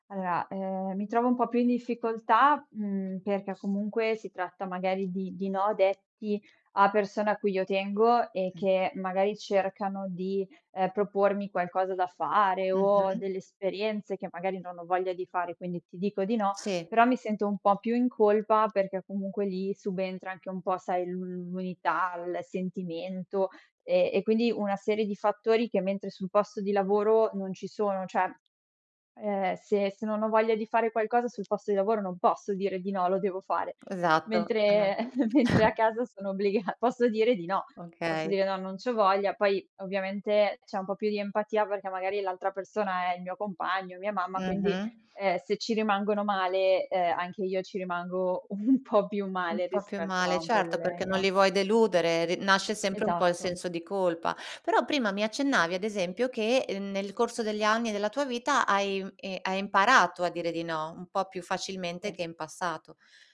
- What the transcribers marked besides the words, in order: other noise; "Cioè" said as "ceh"; chuckle; laughing while speaking: "obbligata"; chuckle; laughing while speaking: "po' più"; other background noise
- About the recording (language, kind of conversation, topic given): Italian, podcast, Come si impara a dire no senza sentirsi in colpa?